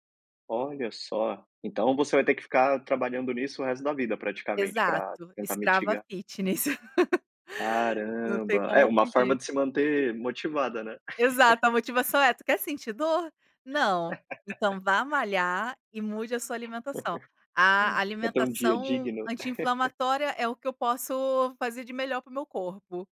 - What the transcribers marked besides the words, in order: laugh; giggle; laugh; giggle; giggle
- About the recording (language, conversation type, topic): Portuguese, podcast, Que hábito melhorou a sua saúde?